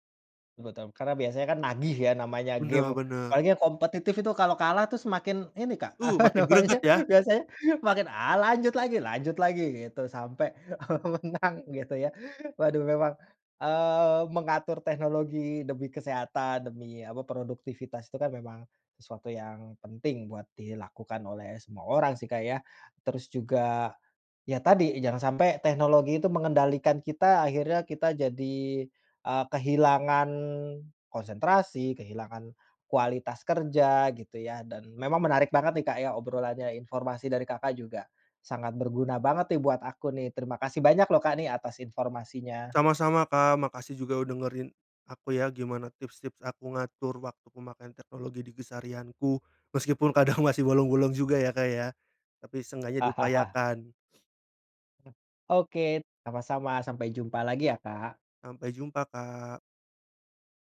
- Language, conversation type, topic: Indonesian, podcast, Apa saja trik sederhana untuk mengatur waktu penggunaan teknologi?
- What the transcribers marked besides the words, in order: "betul" said as "betum"; laughing while speaking: "apa namanya"; laughing while speaking: "eee, menang"; laughing while speaking: "kadang"; other background noise; laugh; sniff